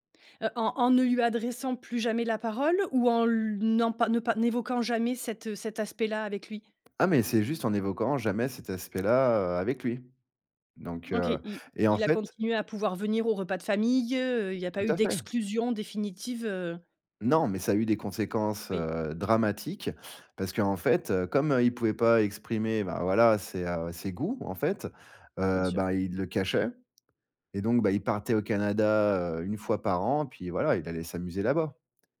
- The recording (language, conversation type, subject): French, podcast, Comment conciliez-vous les traditions et la liberté individuelle chez vous ?
- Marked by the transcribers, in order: other background noise